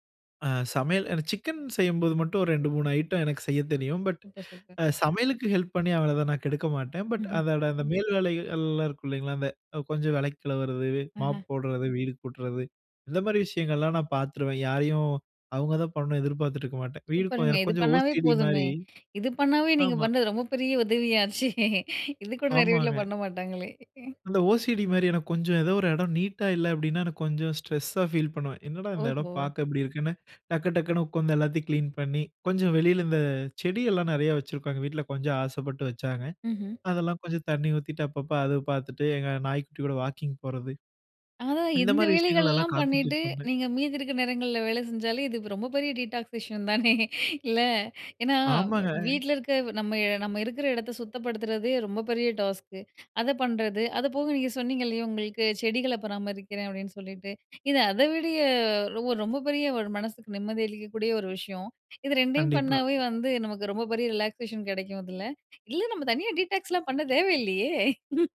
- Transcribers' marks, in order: in English: "பட்"; in English: "பட்"; laughing while speaking: "இது பண்ணாவே நீங்க பண்ணது ரொம்ப … வீட்ல பண்ண மாட்டாங்களே"; in English: "ஓசிடி"; in English: "ஓசிடி"; in English: "ஸ்ட்ரெஸ்"; in English: "கான்சன்ட்ரேட்"; laughing while speaking: "இது ரொம்ப பெரிய டீடாக்ஸ் விஷயம் தானே"; in English: "டீடாக்ஸ்"; in English: "டீடாக்ஸ்"; chuckle
- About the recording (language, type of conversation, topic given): Tamil, podcast, டிஜிட்டல் டிட்டாக்ஸை எளிதாகக் கடைபிடிக்க முடியுமா, அதை எப்படி செய்யலாம்?